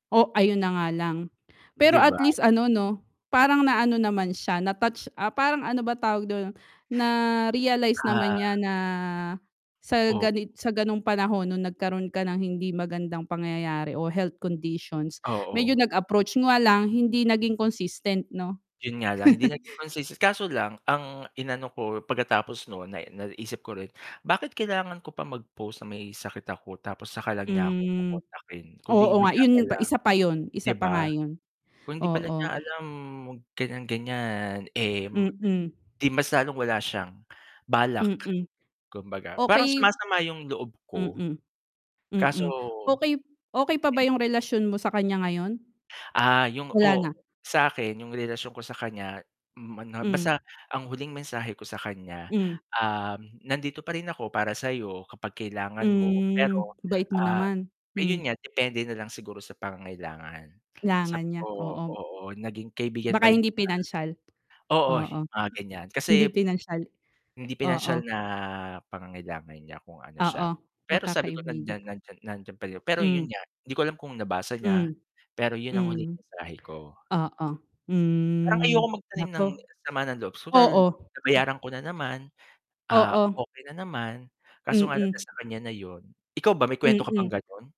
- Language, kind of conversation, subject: Filipino, unstructured, Paano mo mapapasingil nang maayos at tama ang may utang sa iyo?
- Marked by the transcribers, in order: static; tapping; mechanical hum; drawn out: "na"; chuckle; distorted speech; other background noise; drawn out: "Hmm"; drawn out: "na"; drawn out: "hmm"; unintelligible speech